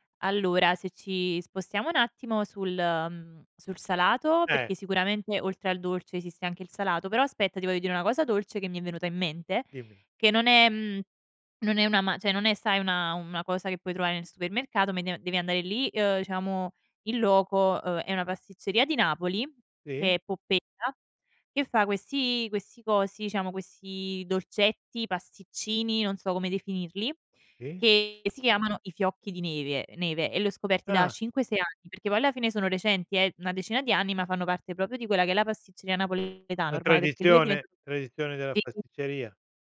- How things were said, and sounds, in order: "cioè" said as "ceh"; "diciamo" said as "ciamo"; "proprio" said as "propio"; unintelligible speech
- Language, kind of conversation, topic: Italian, podcast, Qual è il piatto che ti consola sempre?
- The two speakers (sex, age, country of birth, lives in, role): female, 25-29, Italy, Italy, guest; male, 70-74, Italy, Italy, host